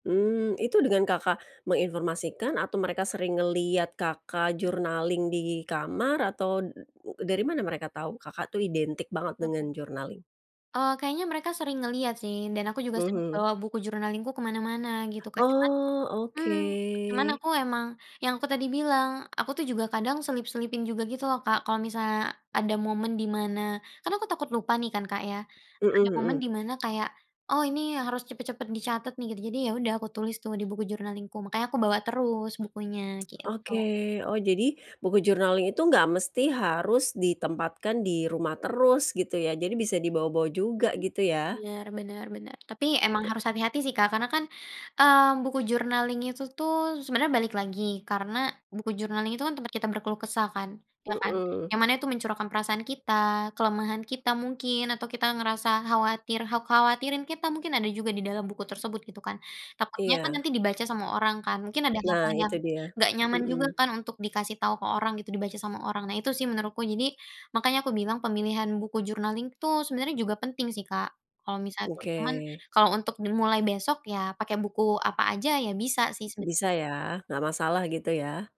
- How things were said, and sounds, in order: other background noise; in English: "journaling"; other street noise; in English: "journaling?"; in English: "journaling-ku"; in English: "journaling-ku"; tapping; in English: "journaling"; in English: "journaling"; in English: "journaling"
- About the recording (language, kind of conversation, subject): Indonesian, podcast, Kebiasaan kecil apa yang membantu kamu pulih?